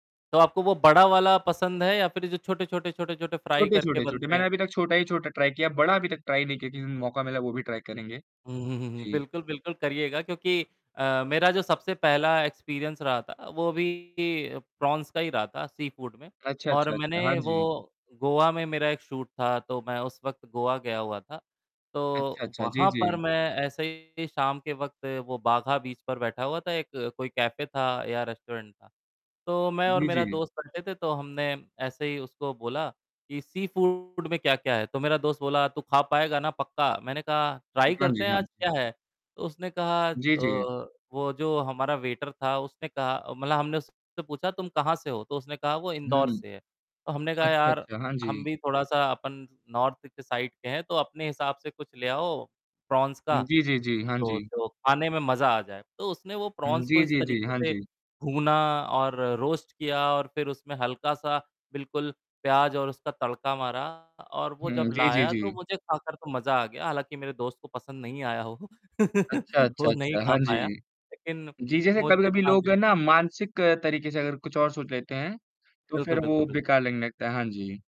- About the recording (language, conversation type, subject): Hindi, unstructured, आपका पसंदीदा खाना कौन सा है और क्यों, और आप खाने-पीने के बारे में क्या-क्या नया आज़माना चाहेंगे?
- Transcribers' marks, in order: in English: "फ्राई"; in English: "ट्राई"; in English: "ट्राई"; static; in English: "ट्राई"; in English: "एक्सपीरियंस"; distorted speech; in English: "प्रॉन्स"; in English: "सी फ़ूड"; in English: "शूट"; in English: "कैफ़े"; in English: "रेस्टोरेंट"; in English: "सी फ़ूड"; in English: "ट्राई"; in English: "वेटर"; in English: "नार्थ"; in English: "साइड"; in English: "प्रॉन्स"; in English: "प्रॉन्स"; in English: "रोस्ट"; chuckle; tapping